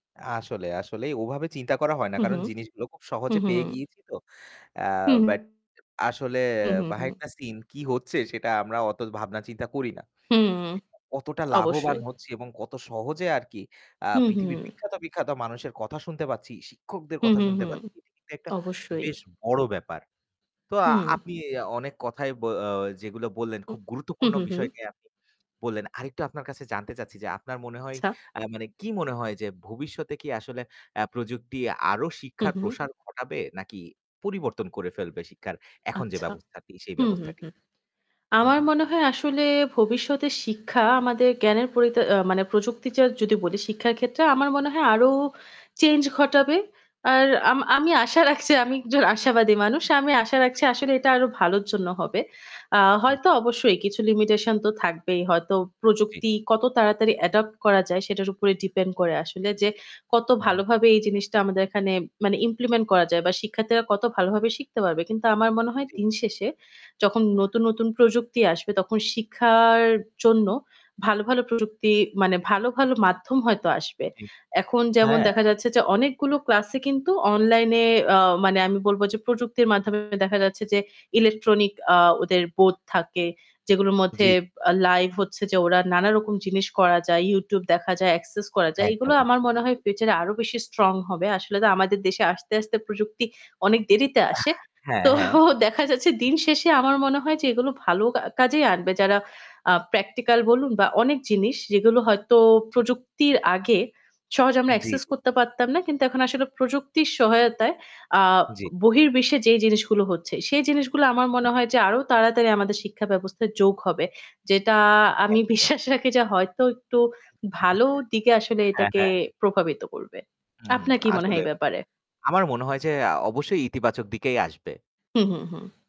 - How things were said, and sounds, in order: static; distorted speech; other background noise; unintelligible speech; tapping; unintelligible speech; in English: "limitation"; in English: "adopt"; in English: "implement"; in English: "electronic"; chuckle; laughing while speaking: "আমি বিশ্বাস রাখি যে"; chuckle
- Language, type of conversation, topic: Bengali, unstructured, শিক্ষায় প্রযুক্তির ব্যবহার কি ভালো ফল দেয়?